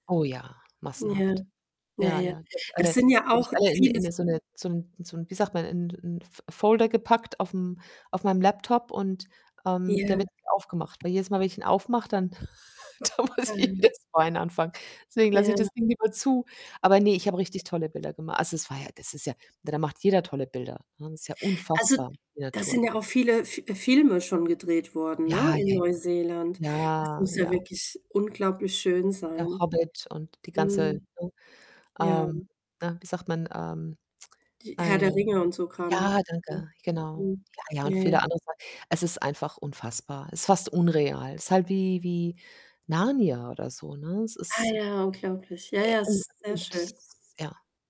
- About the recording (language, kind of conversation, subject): German, unstructured, Was macht für dich einen perfekten Tag in der Natur aus?
- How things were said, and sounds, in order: distorted speech; in English: "Folder"; unintelligible speech; other background noise; chuckle; laughing while speaking: "da muss ich"; unintelligible speech; unintelligible speech; drawn out: "ja"; unintelligible speech